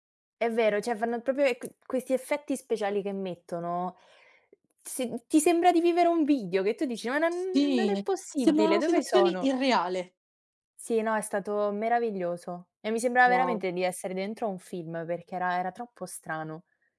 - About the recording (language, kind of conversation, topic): Italian, unstructured, Come descriveresti il concerto ideale per te?
- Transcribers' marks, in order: "proprio" said as "propio"; tapping; "video" said as "vidio"